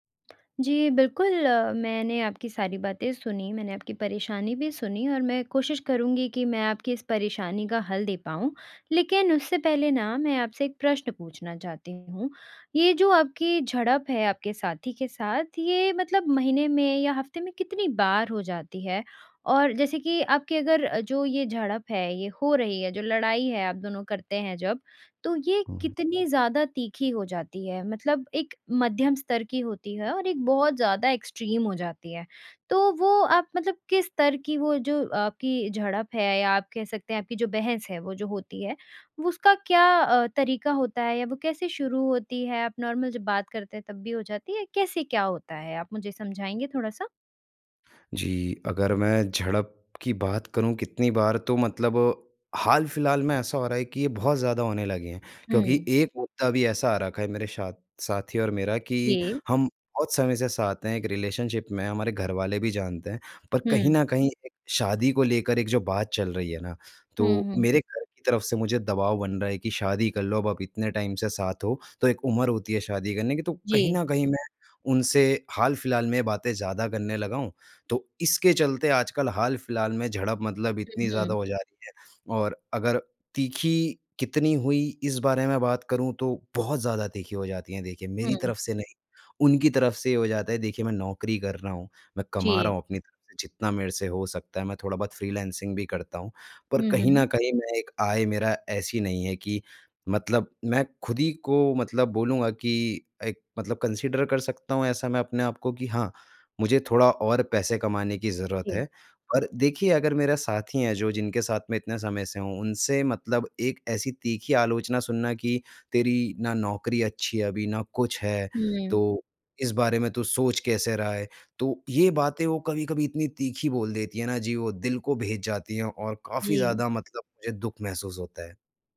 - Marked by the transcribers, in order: tapping; in English: "एक्सट्रीम"; in English: "नॉर्मल"; in English: "रिलेशनशिप"; in English: "टाइम"; in English: "फ्रीलांसिंग"; in English: "कंसिडर"
- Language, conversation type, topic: Hindi, advice, क्या आपके साथी के साथ बार-बार तीखी झड़पें होती हैं?